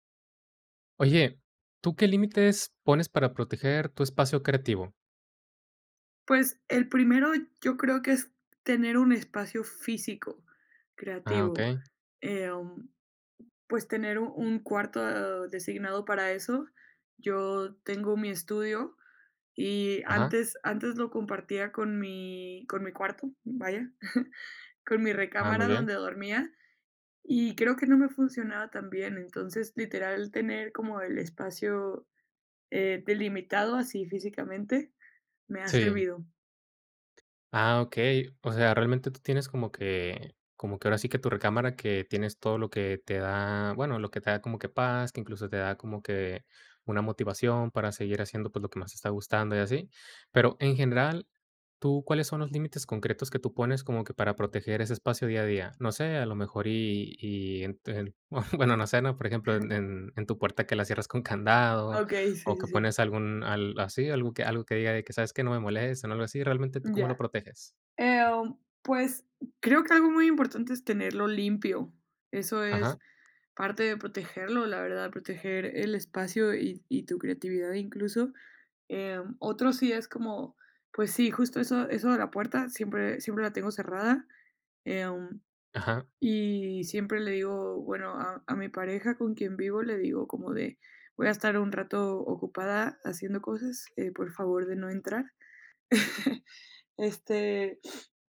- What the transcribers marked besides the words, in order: chuckle; tapping; chuckle; chuckle; chuckle
- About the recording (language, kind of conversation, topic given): Spanish, podcast, ¿Qué límites pones para proteger tu espacio creativo?